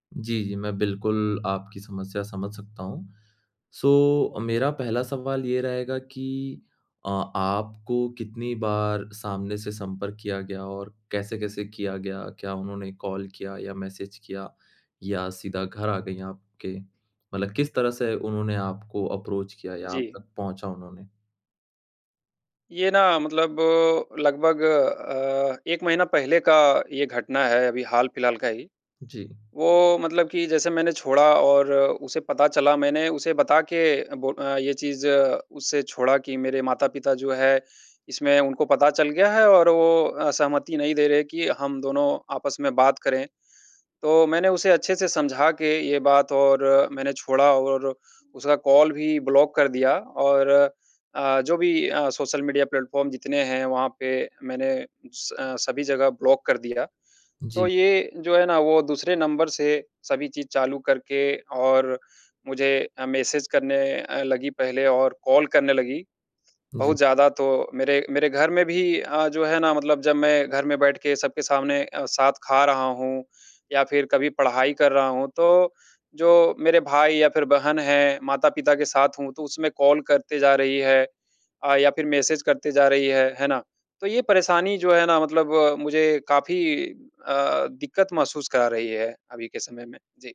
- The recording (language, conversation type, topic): Hindi, advice, मेरा एक्स बार-बार संपर्क कर रहा है; मैं सीमाएँ कैसे तय करूँ?
- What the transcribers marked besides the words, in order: in English: "सो"; in English: "अप्रोच"; other background noise; in English: "प्लेटफॉर्म"